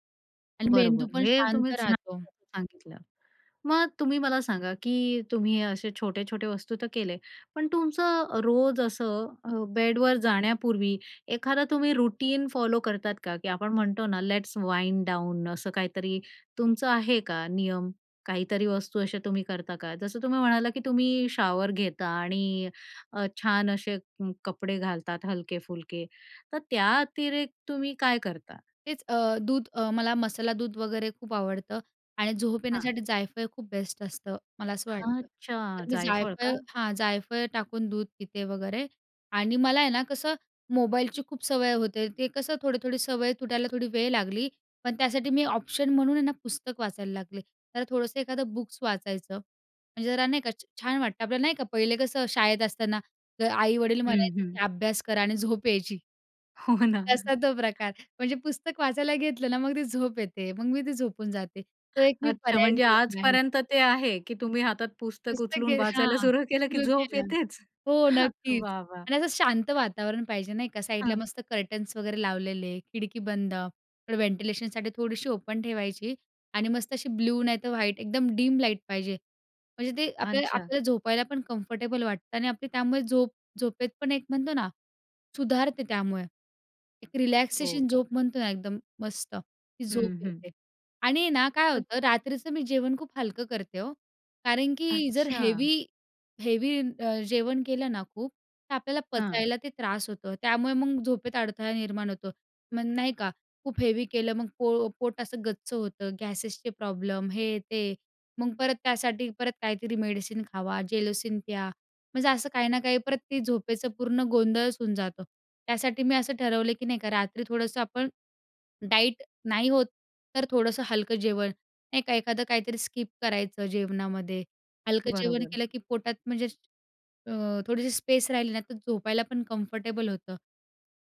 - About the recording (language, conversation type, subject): Marathi, podcast, झोप सुधारण्यासाठी तुम्ही काय करता?
- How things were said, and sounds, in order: other noise; in English: "रूटीन"; in English: "लेट्स वाइंड डाउन"; other background noise; laughing while speaking: "तसा तो प्रकार. म्हणजे पुस्तक वाचायला घेतलं ना, मग ती झोप येते"; laughing while speaking: "हो ना"; tapping; laughing while speaking: "सुरू केलं, की झोप येतेच"; in English: "कर्टन्स"; in English: "व्हेंटिलेशनसाठी"; in English: "ओपन"; in English: "कम्फर्टेबल"; in English: "रिलॅक्सेशन"; unintelligible speech; in English: "हेवी, हेवी"; in English: "हेवी"; in English: "कम्फर्टेबल"